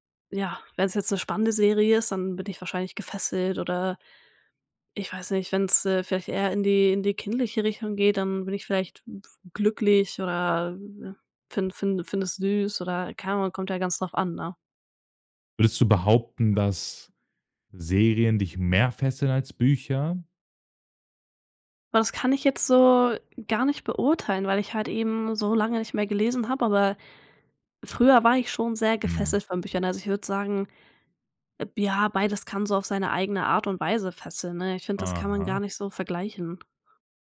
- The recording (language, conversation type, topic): German, podcast, Welches Medium hilft dir besser beim Abschalten: Buch oder Serie?
- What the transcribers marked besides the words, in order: other background noise